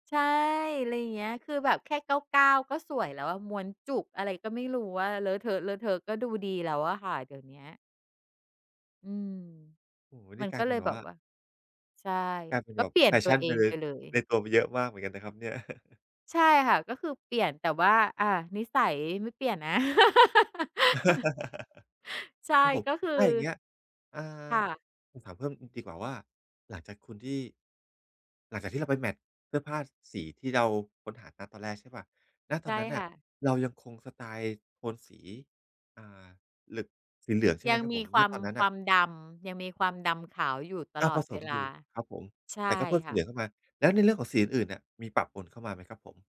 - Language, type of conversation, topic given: Thai, podcast, จะผสมเทรนด์กับเอกลักษณ์ส่วนตัวยังไงให้ลงตัว?
- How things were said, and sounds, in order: chuckle; laugh